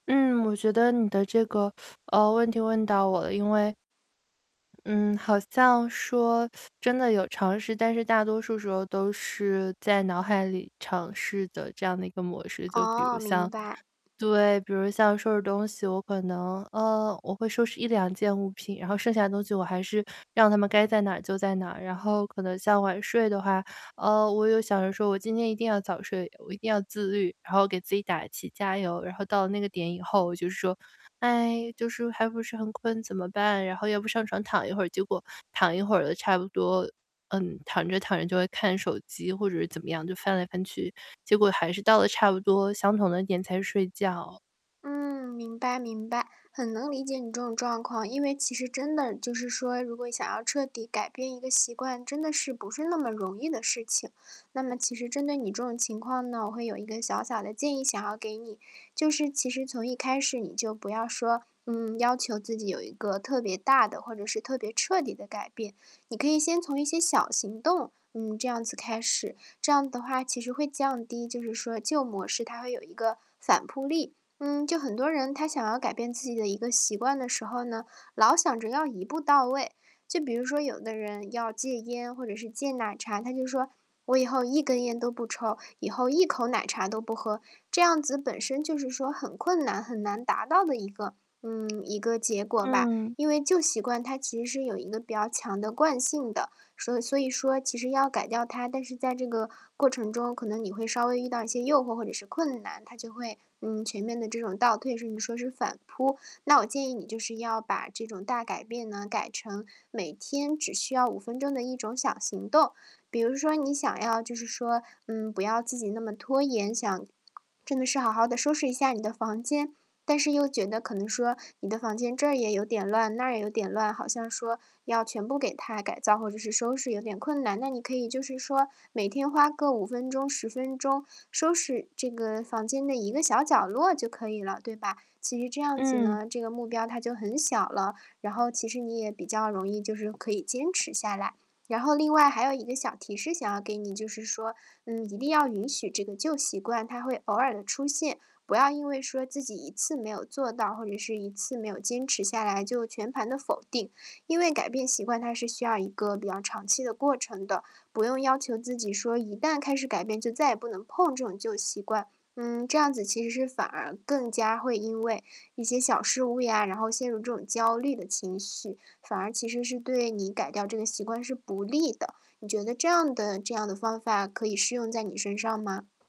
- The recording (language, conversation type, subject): Chinese, advice, 我想改变习惯却总是反复回到旧模式，该怎么办？
- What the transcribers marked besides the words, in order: teeth sucking; teeth sucking; distorted speech; other background noise